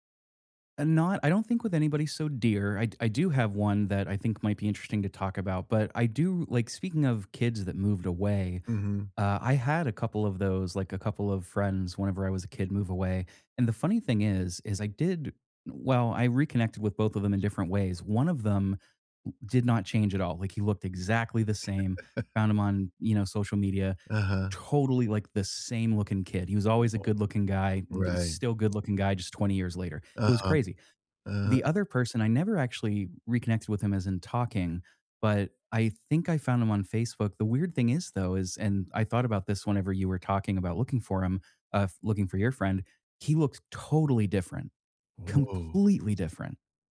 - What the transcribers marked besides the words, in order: chuckle; stressed: "totally"; stressed: "completely"
- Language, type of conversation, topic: English, unstructured, How can I reconnect with someone I lost touch with and miss?